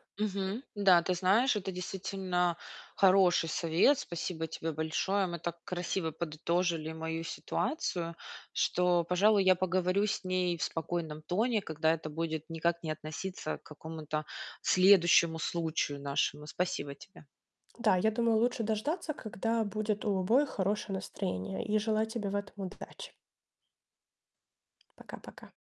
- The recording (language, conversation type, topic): Russian, advice, Как устанавливать границы, когда критика задевает, и когда лучше отступить?
- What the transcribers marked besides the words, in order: tapping